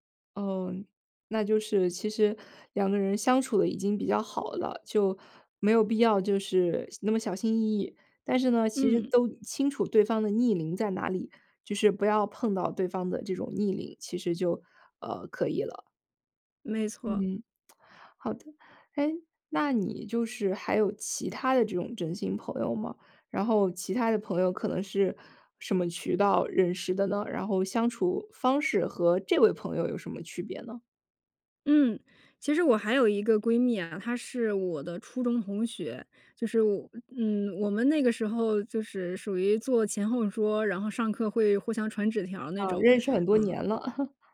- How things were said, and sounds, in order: lip smack; chuckle
- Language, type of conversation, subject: Chinese, podcast, 你是在什么瞬间意识到对方是真心朋友的？